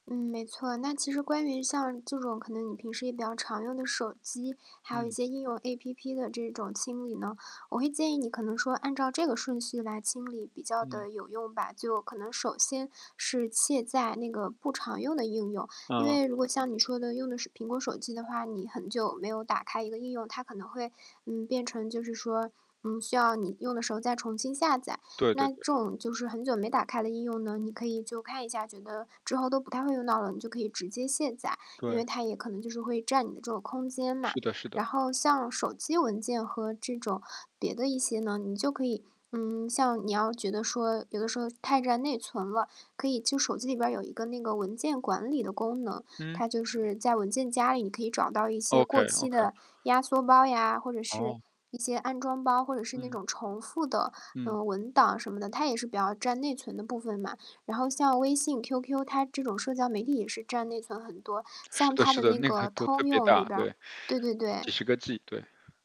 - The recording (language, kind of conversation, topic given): Chinese, advice, 我该如何开始清理电子文件和应用程序？
- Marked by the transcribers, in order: static; distorted speech; tapping